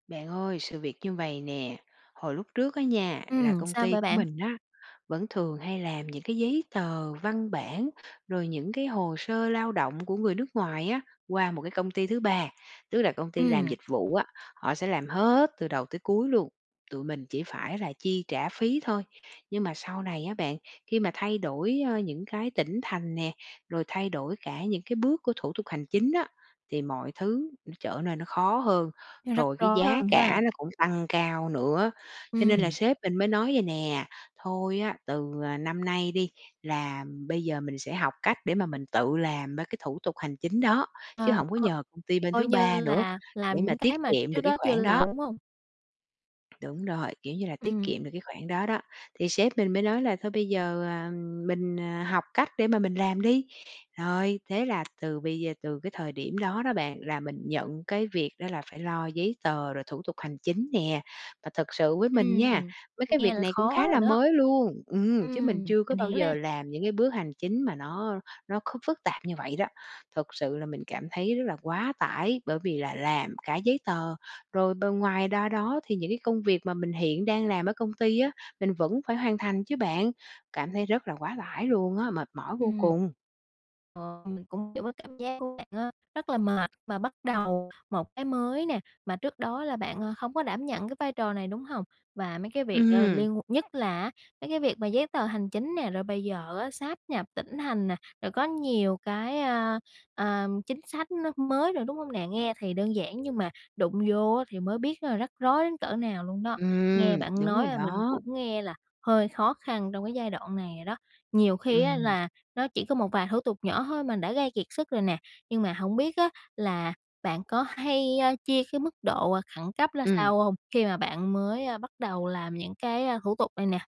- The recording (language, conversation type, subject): Vietnamese, advice, Bạn cảm thấy quá tải thế nào khi phải lo giấy tờ và các thủ tục hành chính mới phát sinh?
- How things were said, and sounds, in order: tapping; other background noise